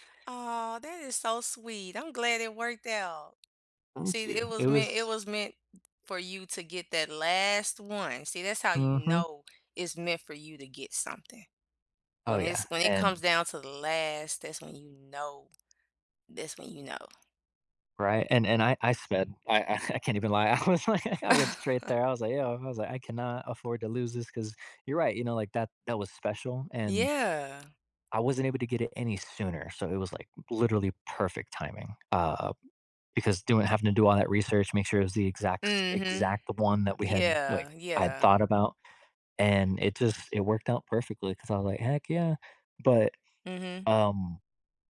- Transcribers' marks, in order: tapping; other background noise; stressed: "last"; chuckle; laughing while speaking: "I was like"; chuckle
- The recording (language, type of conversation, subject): English, unstructured, What good news have you heard lately that made you smile?
- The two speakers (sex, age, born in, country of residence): female, 35-39, United States, United States; male, 20-24, United States, United States